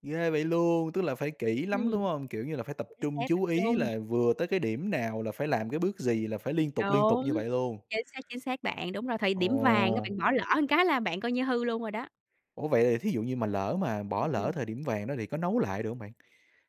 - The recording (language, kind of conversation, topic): Vietnamese, podcast, Bạn có thể kể về một lần nấu ăn thất bại và bạn đã học được điều gì từ đó không?
- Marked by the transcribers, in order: tapping; other background noise; "một" said as "ừn"